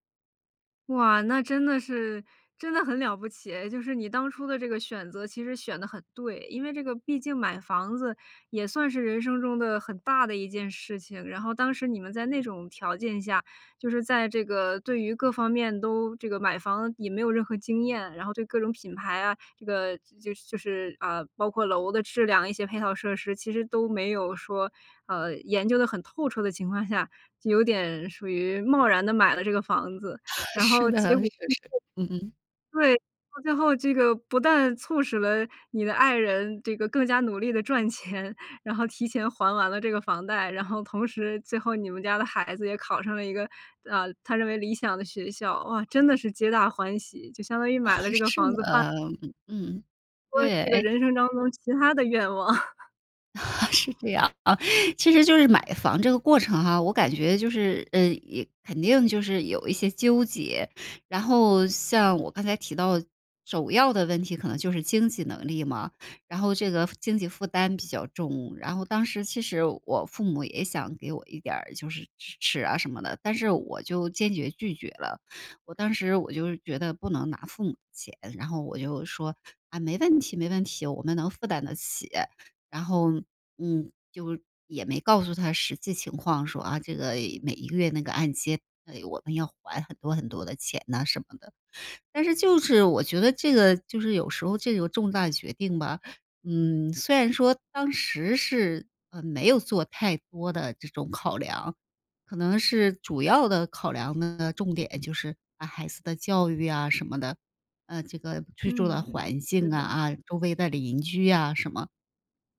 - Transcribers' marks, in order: laugh; laughing while speaking: "是的，是 是"; unintelligible speech; laughing while speaking: "赚钱"; laugh; laughing while speaking: "是的"; other background noise; laugh; laughing while speaking: "是这样啊"; laugh
- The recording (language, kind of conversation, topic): Chinese, podcast, 你第一次买房的心路历程是怎样？